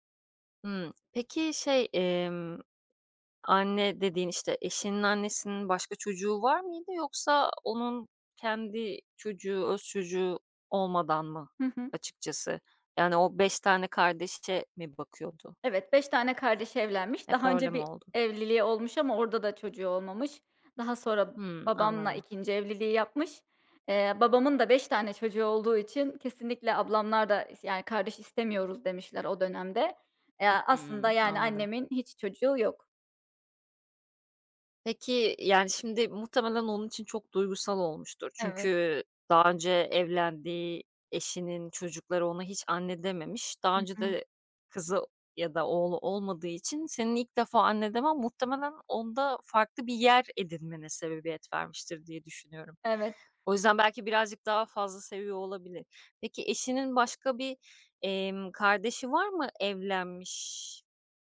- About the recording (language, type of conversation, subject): Turkish, podcast, Kayınvalideniz veya kayınpederinizle ilişkiniz zaman içinde nasıl şekillendi?
- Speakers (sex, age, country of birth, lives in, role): female, 30-34, Turkey, United States, guest; female, 35-39, Turkey, Greece, host
- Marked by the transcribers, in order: lip smack; tapping; other background noise